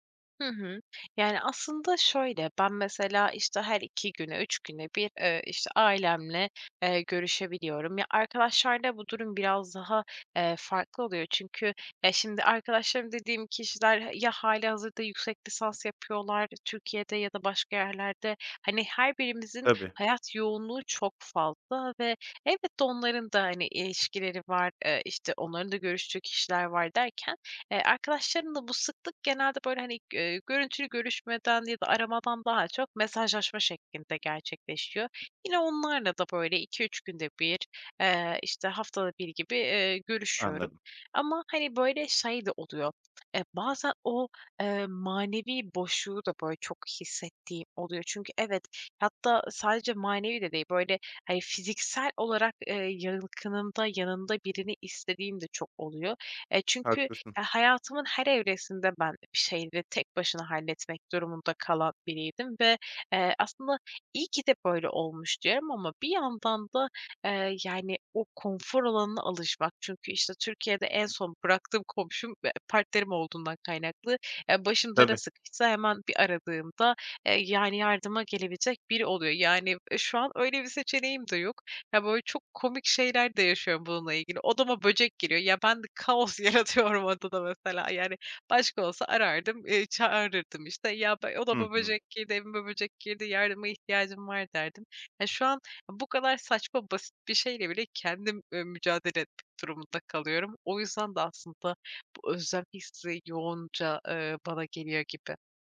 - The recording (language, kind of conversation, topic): Turkish, advice, Ailenden ve arkadaşlarından uzakta kalınca ev özlemiyle nasıl baş ediyorsun?
- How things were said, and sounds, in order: other background noise; tapping; laughing while speaking: "kaos yaratıyorum odada, mesela, yani"